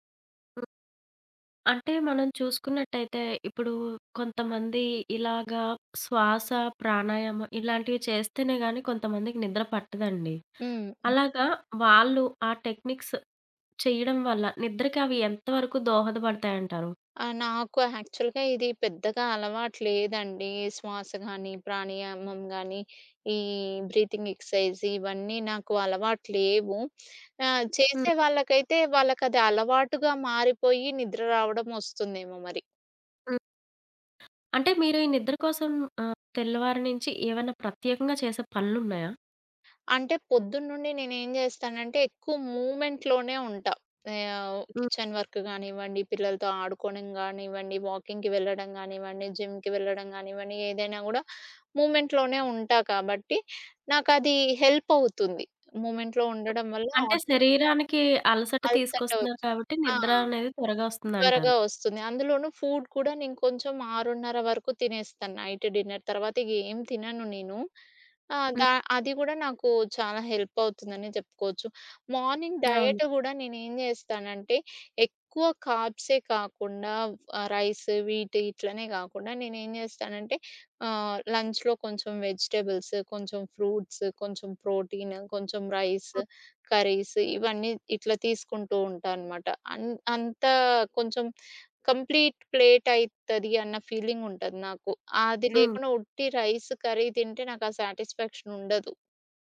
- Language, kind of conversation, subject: Telugu, podcast, రాత్రి బాగా నిద్రపోవడానికి మీ రొటీన్ ఏమిటి?
- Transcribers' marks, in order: in English: "టెక్నిక్స్"; in English: "యాక్చువల్‌గా"; in English: "బ్రీతింగ్ ఎక్సర్సైజ్"; other background noise; in English: "మూమెంట్‌లోనే"; in English: "కిచెన్ వర్క్"; in English: "వాకింగ్‌కి"; in English: "జిమ్‌కి"; in English: "మూమెంట్‌లోనే"; in English: "హెల్ప్"; in English: "మూమెంట్‌లో"; in English: "ఆటోమేటిక్‌గా"; tapping; in English: "ఫూడ్"; in English: "నైట్ డిన్నర్"; in English: "మార్నింగ్ డైట్"; in English: "కార్బ్స్"; in English: "రైస్"; in English: "లంచ్‌లో"; in English: "వెజిటబుల్స్"; in English: "ఫ్రూట్స్"; in English: "ప్రోటీన్"; in English: "రైస్, కర్రీస్"; in English: "కంప్లీట్ ప్లేట్"; in English: "ఫీలింగ్"; in English: "రైస్ కర్రీ"